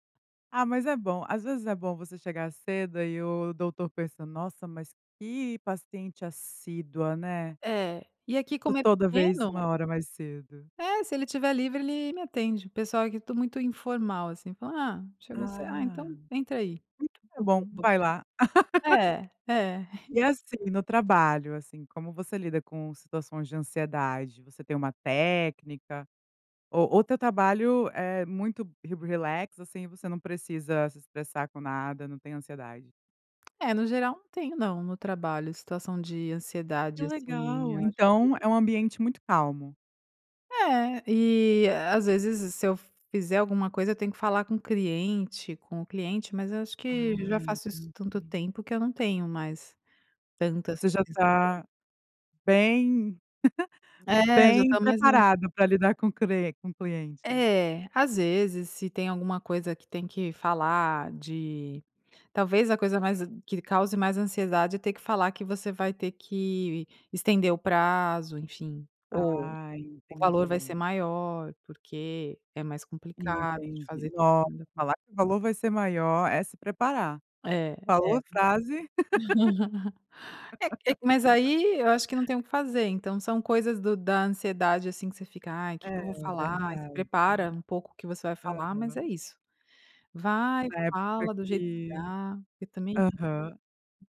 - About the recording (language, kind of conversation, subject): Portuguese, podcast, O que você costuma fazer para aliviar a ansiedade no dia a dia?
- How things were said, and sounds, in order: laugh; unintelligible speech; tapping; "cliente" said as "criente"; unintelligible speech; chuckle; unintelligible speech; laugh